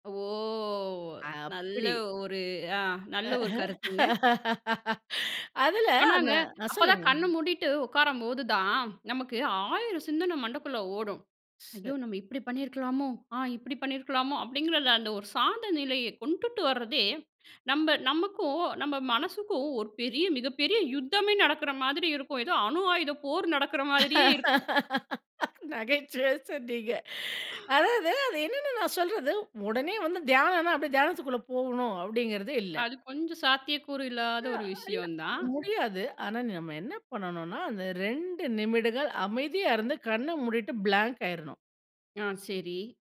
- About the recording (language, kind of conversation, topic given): Tamil, podcast, உங்கள் மனதை அமைதிப்படுத்தும் ஒரு எளிய வழி என்ன?
- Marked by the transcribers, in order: drawn out: "ஓ!"; drawn out: "அப்படி"; laugh; other noise; laughing while speaking: "நகைச்சுவையா சொன்னீங்க"; other background noise; in English: "பிளாங்க்"